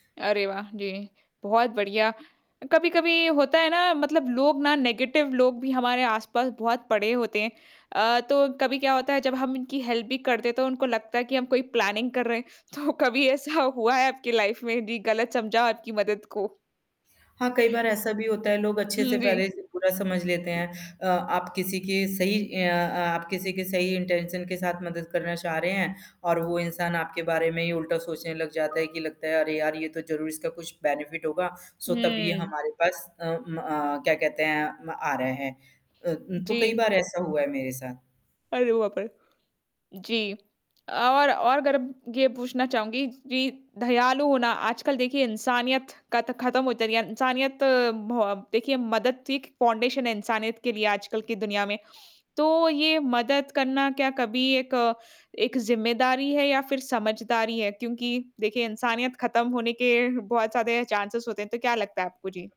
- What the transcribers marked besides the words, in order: static; in English: "नेगेटिव"; in English: "हेल्प"; in English: "प्लानिंग"; laughing while speaking: "तो कभी ऐसा"; in English: "लाइफ़"; distorted speech; other background noise; in English: "इंटेंशन"; tapping; alarm; in English: "बेनिफिट"; in English: "सो"; yawn; unintelligible speech; in English: "फाउंडेशन"; in English: "चांसेज़"
- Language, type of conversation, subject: Hindi, podcast, क्या दूसरों की मदद करने से जीवन अधिक अर्थपूर्ण हो जाता है?